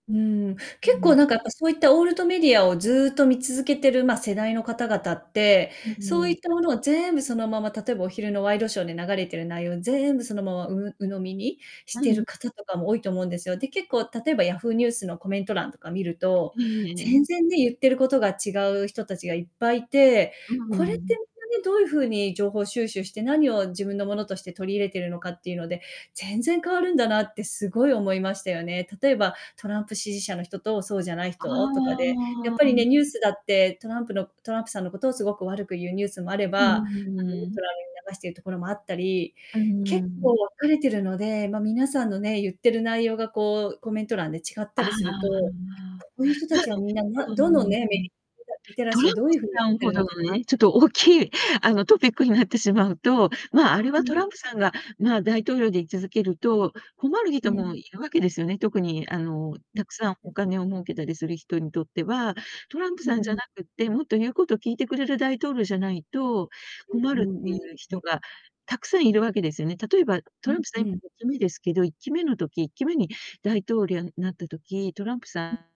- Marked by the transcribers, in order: distorted speech; in English: "オールドメディア"; unintelligible speech; drawn out: "ああ"; drawn out: "うーん"; drawn out: "ああ"; unintelligible speech; unintelligible speech; laughing while speaking: "大きい"; unintelligible speech; unintelligible speech
- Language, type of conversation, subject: Japanese, unstructured, メディアの偏りについて、あなたはどう考えますか？